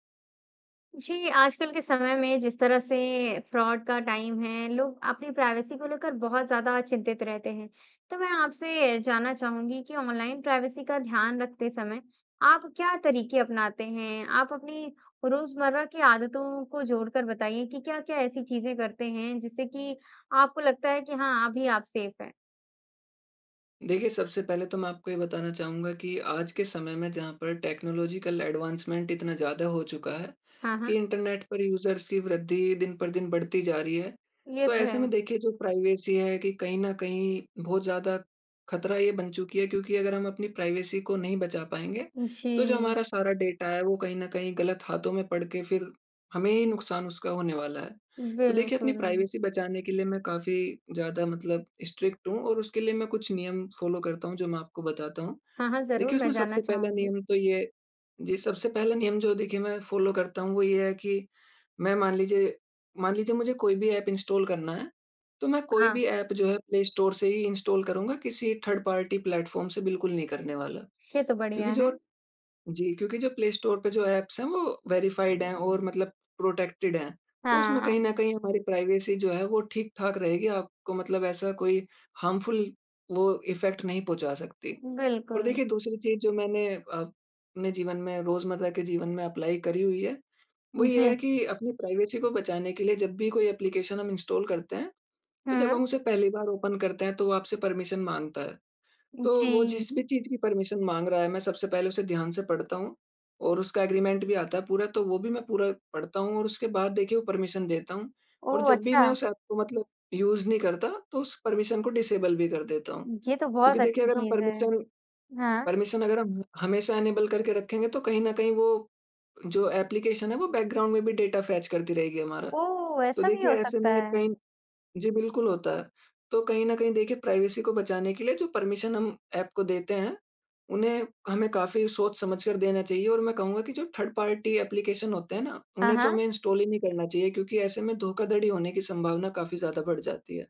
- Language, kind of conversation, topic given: Hindi, podcast, ऑनलाइन निजता का ध्यान रखने के आपके तरीके क्या हैं?
- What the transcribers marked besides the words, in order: in English: "फ्रॉड"; in English: "टाइम"; in English: "प्राइवेसी"; in English: "ऑनलाइन प्राइवेसी"; in English: "सेफ़"; in English: "टेक्नोलॉजिकल एडवांसमेंट"; in English: "यूज़र्स"; in English: "प्राइवेसी"; in English: "प्राइवेसी"; in English: "डेटा"; in English: "प्राइवेसी"; in English: "स्ट्रिक्ट"; in English: "फॉलो"; in English: "फॉलो"; in English: "इंस्टॉल"; in English: "इंस्टॉल"; in English: "थर्ड-पार्टी प्लेटफॉर्म"; in English: "ऐप्स"; in English: "वेरिफाइड"; in English: "प्रोटेक्टेड"; in English: "प्राइवेसी"; in English: "हार्मफुल"; in English: "इफेक्ट"; in English: "अप्लाई"; in English: "प्राइवेसी"; in English: "ऐप्लीकेशन"; in English: "इंस्टॉल"; in English: "ओपन"; in English: "परमिशन"; in English: "परमिशन"; in English: "एग्रीमेंट"; in English: "परमिशन"; in English: "यूज़"; in English: "परमिशन"; in English: "डिसेबल"; in English: "परमिशन, परमिशन"; in English: "इनेबल"; in English: "ऐप्लीकेशन"; in English: "बैकग्राउंड"; in English: "डेटा फेच"; in English: "प्राइवेसी"; in English: "परमिशन"; in English: "थर्ड-पार्टी ऐप्लीकेशन"; in English: "इंस्टॉल"